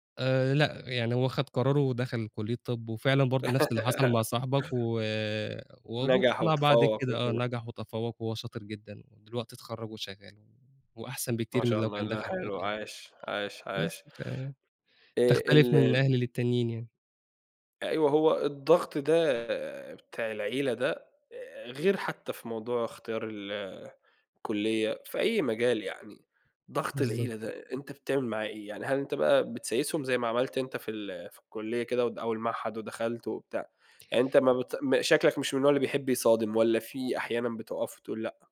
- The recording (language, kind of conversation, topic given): Arabic, podcast, إزاي بتتعامل مع توقعات أهلك بخصوص شغلك ومسؤولياتك؟
- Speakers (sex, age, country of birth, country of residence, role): male, 25-29, Egypt, Egypt, guest; male, 30-34, Saudi Arabia, Egypt, host
- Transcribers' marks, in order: laugh; other background noise